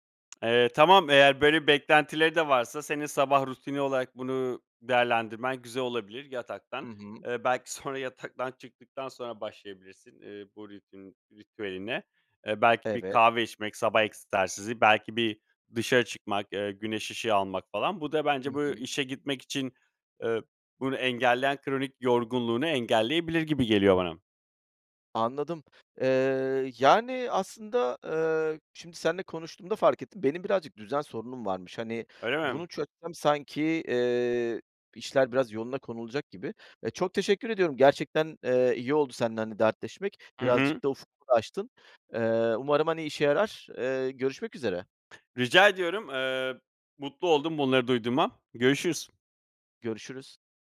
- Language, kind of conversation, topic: Turkish, advice, Kronik yorgunluk nedeniyle her sabah işe gitmek istemem normal mi?
- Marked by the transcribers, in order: other background noise; laughing while speaking: "sonra"